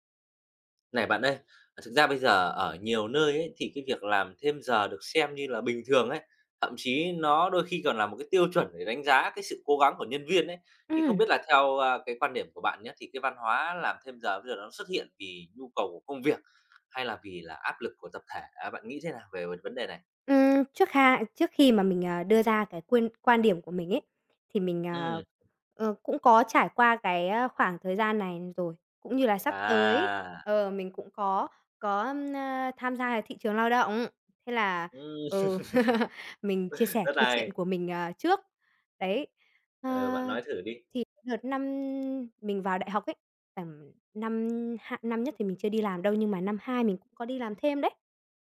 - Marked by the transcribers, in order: other background noise; tapping; laugh
- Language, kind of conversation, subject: Vietnamese, podcast, Văn hóa làm thêm giờ ảnh hưởng tới tinh thần nhân viên ra sao?